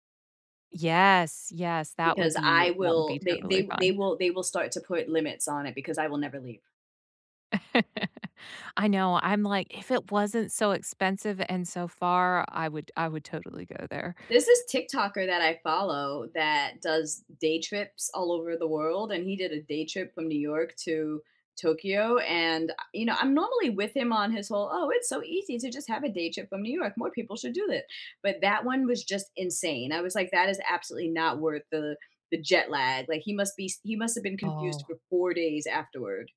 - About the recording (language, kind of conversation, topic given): English, unstructured, Do you feel happiest watching movies in a lively movie theater at night or during a cozy couch ritual at home, and why?
- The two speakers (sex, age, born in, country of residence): female, 35-39, United States, United States; female, 40-44, Philippines, United States
- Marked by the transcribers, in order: chuckle